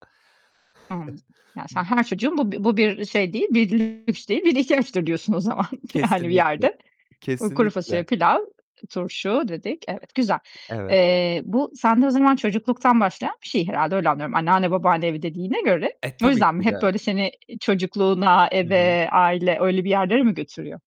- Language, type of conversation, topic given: Turkish, podcast, Hangi yemekler sana aidiyet duygusu veriyor, neden?
- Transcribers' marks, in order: other background noise